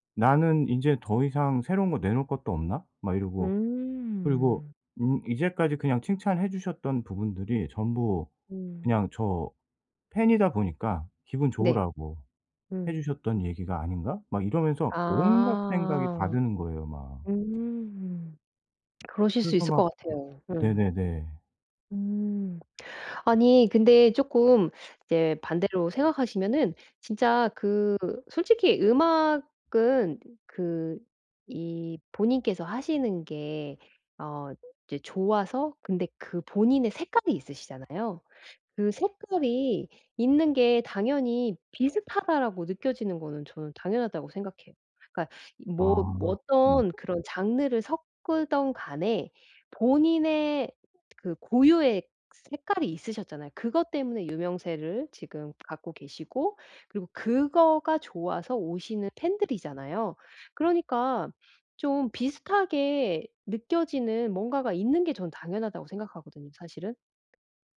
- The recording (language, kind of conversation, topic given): Korean, advice, 타인의 반응에 대한 걱정을 줄이고 자신감을 어떻게 회복할 수 있을까요?
- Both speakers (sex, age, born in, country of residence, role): female, 45-49, South Korea, United States, advisor; male, 45-49, South Korea, South Korea, user
- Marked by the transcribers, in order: other background noise; "섞든" said as "섞으덩"